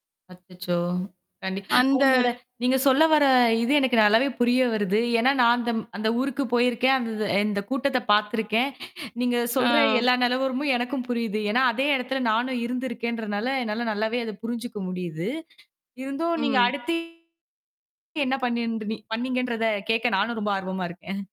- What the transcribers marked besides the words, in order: inhale; tapping; static; other background noise; distorted speech; mechanical hum; other noise; laughing while speaking: "இருக்கேன்"
- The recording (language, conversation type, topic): Tamil, podcast, மொழி தெரியாமல் நீங்கள் தொலைந்த அனுபவம் எப்போதாவது இருந்ததா?